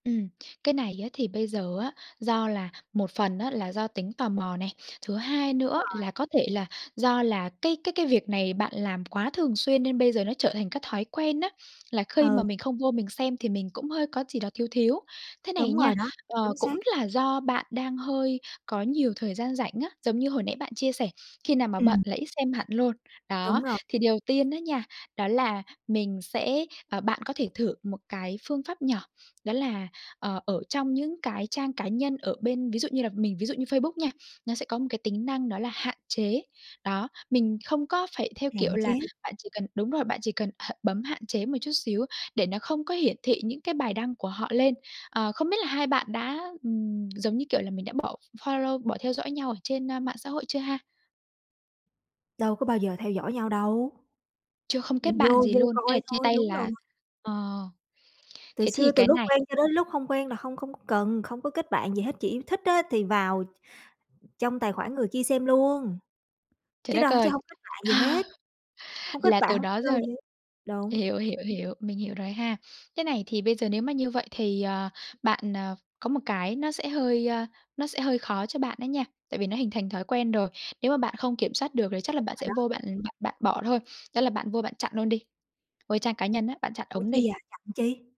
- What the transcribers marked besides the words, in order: other background noise; tapping; in English: "f follow"; laugh; in English: "follow"
- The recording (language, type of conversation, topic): Vietnamese, advice, Làm sao để ngừng theo dõi mạng xã hội của người cũ khi tôi cứ bị ám ảnh?